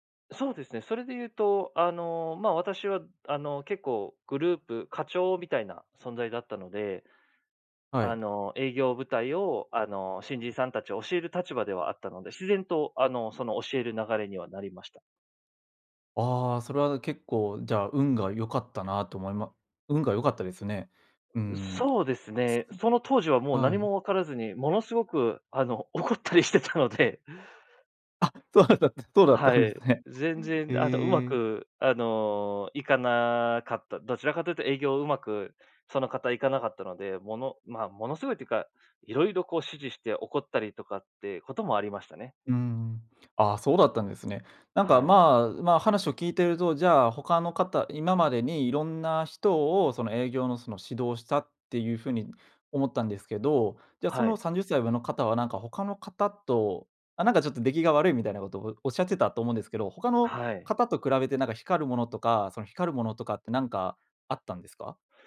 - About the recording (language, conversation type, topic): Japanese, podcast, 偶然の出会いで人生が変わったことはありますか？
- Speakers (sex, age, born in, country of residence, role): male, 25-29, Japan, Germany, host; male, 30-34, Japan, Japan, guest
- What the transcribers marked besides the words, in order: laughing while speaking: "怒ったりしてたので"; laughing while speaking: "あ、そうだった そうだったんですね"